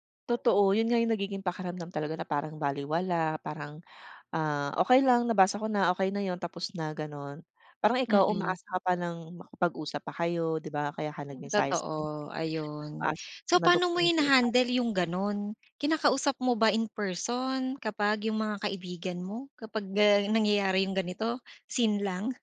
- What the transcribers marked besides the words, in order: other background noise; tapping
- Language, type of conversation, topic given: Filipino, podcast, Ano ang pananaw mo sa mga palatandaang nabasa na ang mensahe, gaya ng “nakita”?